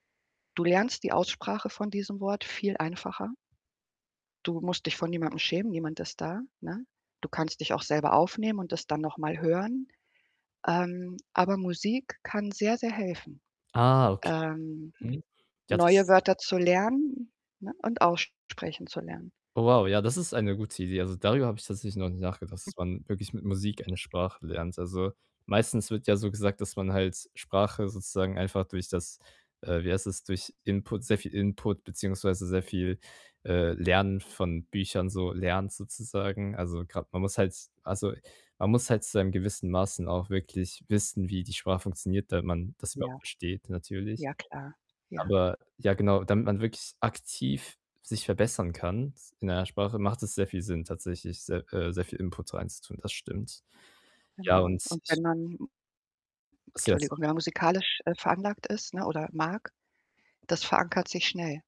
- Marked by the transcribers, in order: static; distorted speech; other noise; other background noise
- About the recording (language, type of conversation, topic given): German, advice, Wie kann ich nach einem Misserfolg meine Zweifel an den eigenen Fähigkeiten überwinden und wieder Selbstvertrauen gewinnen?